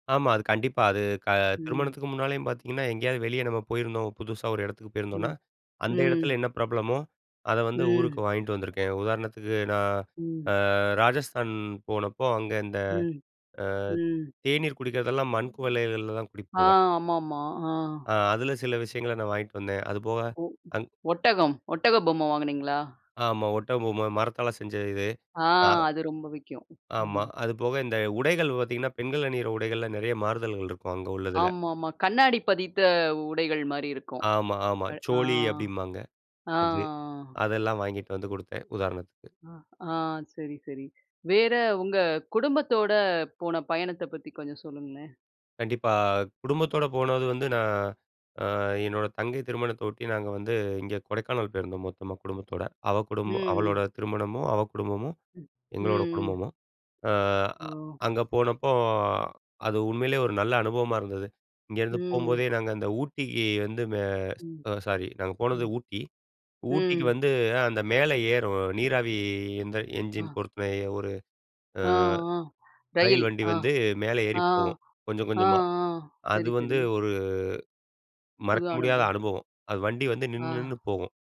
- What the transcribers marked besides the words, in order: other background noise; unintelligible speech; drawn out: "ஆ"; tapping; drawn out: "ம்"; drawn out: "ம்"; drawn out: "ம்"
- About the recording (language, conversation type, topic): Tamil, podcast, நீங்கள் தனியாகப் பயணம் செய்யும்போது, உங்கள் குடும்பமும் நண்பர்களும் அதை எப்படி பார்க்கிறார்கள்?